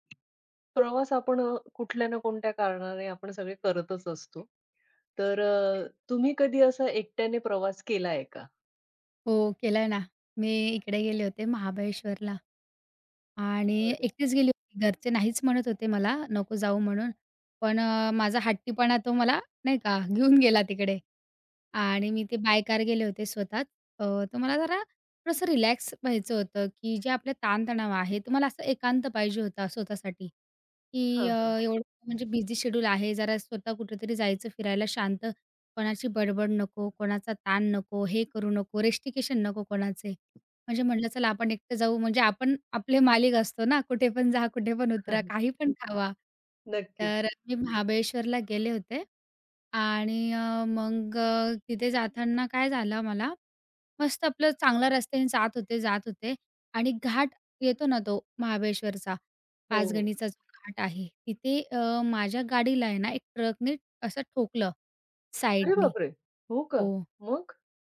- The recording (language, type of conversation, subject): Marathi, podcast, एकट्याने प्रवास करताना तुम्हाला स्वतःबद्दल काय नवीन कळले?
- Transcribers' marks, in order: tapping; other background noise; anticipating: "घेऊन गेला तिकडे"; in English: "बाय"; in English: "रिलॅक्स"; in English: "बिझी शेड्यूल"; in English: "रेस्टिकेशन"; "रिस्ट्रिक्शन" said as "रेस्टिकेशन"; chuckle; laughing while speaking: "कुठेपण जा, कुठेपण उतरा, काहीपण खावा"; surprised: "अरे बापरे! हो का?"